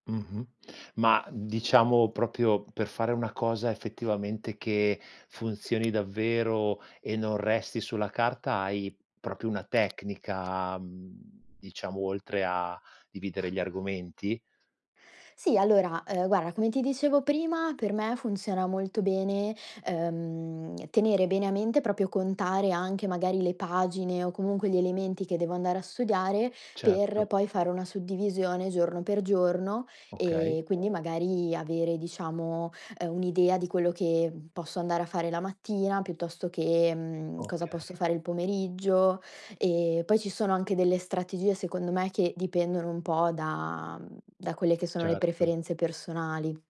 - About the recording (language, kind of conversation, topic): Italian, podcast, Come costruire una buona routine di studio che funzioni davvero?
- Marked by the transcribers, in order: "proprio" said as "propio"; tapping; other background noise